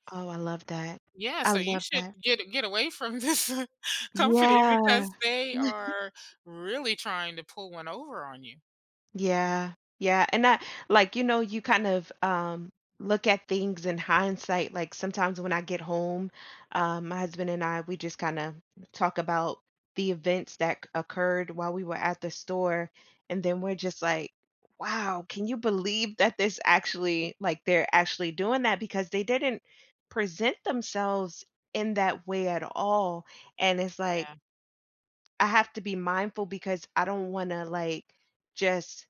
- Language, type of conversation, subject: English, advice, How can I get my contributions recognized at work?
- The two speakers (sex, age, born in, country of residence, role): female, 35-39, United States, United States, user; female, 50-54, United States, United States, advisor
- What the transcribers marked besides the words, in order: laughing while speaking: "this company because"; chuckle; other background noise; tapping